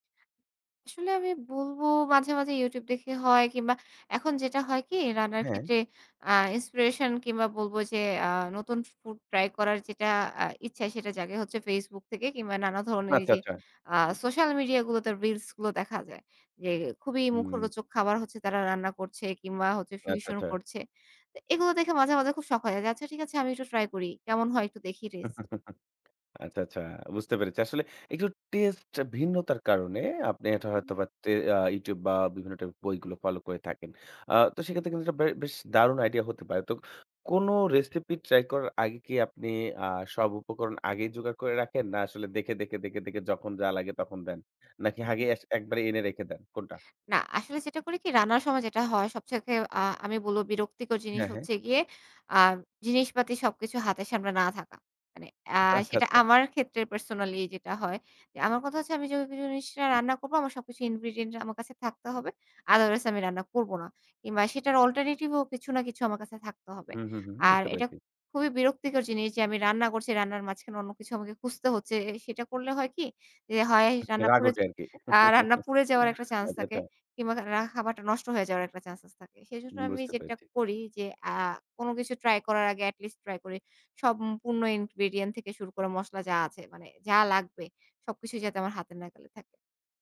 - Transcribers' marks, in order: in English: "inspiration"; tapping; "আচ্ছা, আচ্ছা" said as "আচ্চা, আচ্চা"; other background noise; in English: "fusion"; "আচ্ছা, আচ্ছা" said as "আচ্চা, আচ্চা"; chuckle; "আচ্ছা, আচ্ছা" said as "আচ্চা, আচ্চা"; "পেরেছি" said as "পেরেচি"; "আগেই" said as "হাগেই"; "থেকে" said as "চেকে"; "যেই" said as "জই"; in English: "ingredient"; in English: "alternative"; "ওঠে" said as "উটে"; chuckle; "আচ্ছা, আচ্ছা" said as "আচ্চা, আচ্চা"; "পেরেছি" said as "পেরেচি"; in English: "ingredient"
- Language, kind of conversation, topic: Bengali, podcast, নতুন কোনো রান্নার রেসিপি করতে শুরু করলে আপনি কীভাবে শুরু করেন?